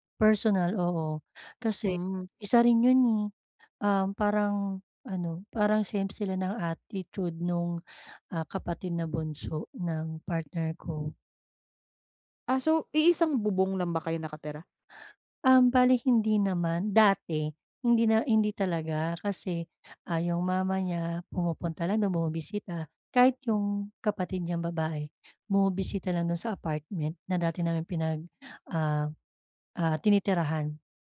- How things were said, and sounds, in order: stressed: "attitude"; other background noise; tapping
- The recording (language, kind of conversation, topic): Filipino, advice, Paano ako makikipag-usap nang mahinahon at magalang kapag may negatibong puna?